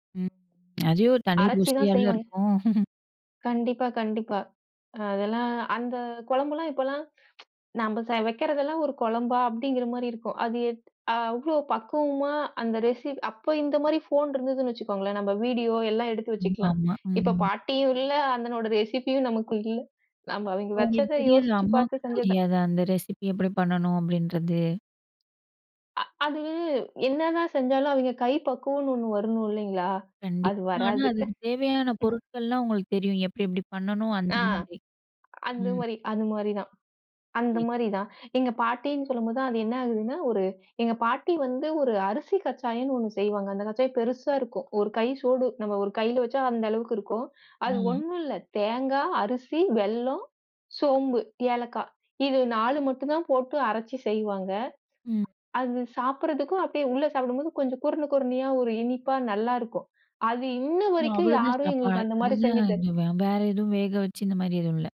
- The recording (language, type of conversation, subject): Tamil, podcast, குடும்ப ரெசிபிகளை முறையாக பதிவு செய்து பாதுகாப்பது எப்படி என்று சொல்லுவீங்களா?
- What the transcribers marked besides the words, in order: tapping; chuckle; other noise; in English: "ரெசிப்பியும்"; other background noise; in English: "ரெசிபி"; unintelligible speech